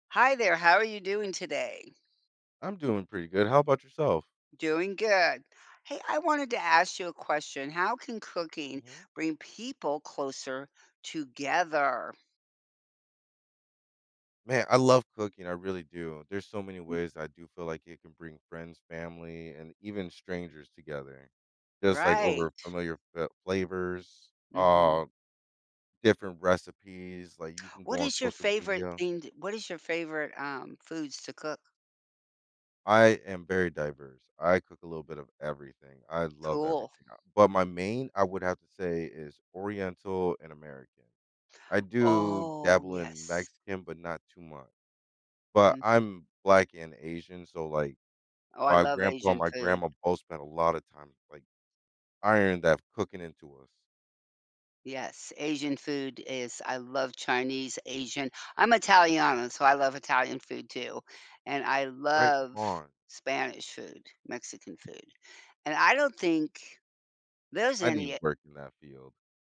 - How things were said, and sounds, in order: other noise; other background noise; drawn out: "Oh"; tapping
- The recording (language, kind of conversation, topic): English, unstructured, Why do shared meals and cooking experiences help strengthen our relationships?